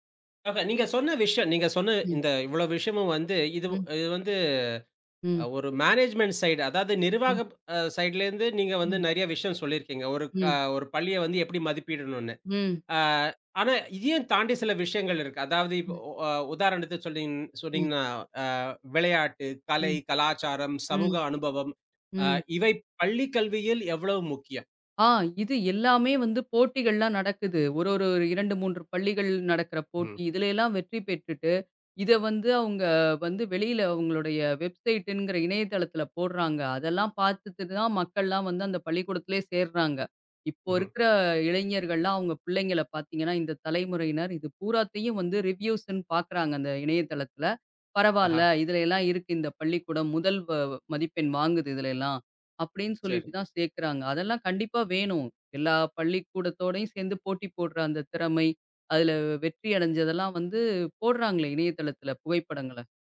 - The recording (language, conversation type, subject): Tamil, podcast, அரசுப் பள்ளியா, தனியார் பள்ளியா—உங்கள் கருத்து என்ன?
- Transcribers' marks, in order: in English: "மேனேஜ்மென்ட் சைடு"; in English: "சைடுலேந்து"; in English: "வெப்சைட்"; in English: "ரிவ்யூஸ்ன்னு"